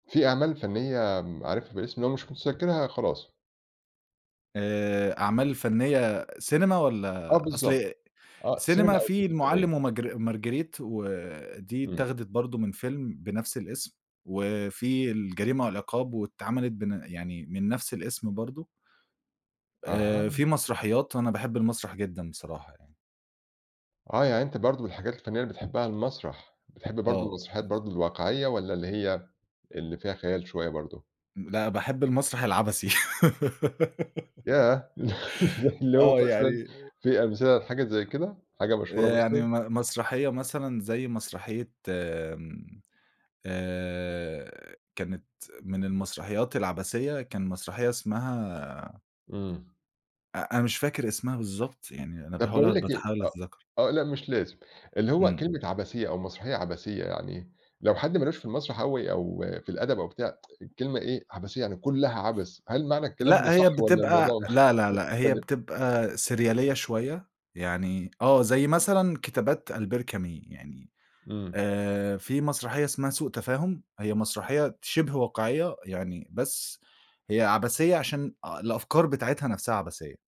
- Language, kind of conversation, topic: Arabic, podcast, مين أو إيه اللي كان له أكبر تأثير في تشكيل ذوقك الفني؟
- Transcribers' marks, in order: laugh; chuckle; laughing while speaking: "زي اللي هو مثلًا"; "باحاول" said as "بتحاول"; tsk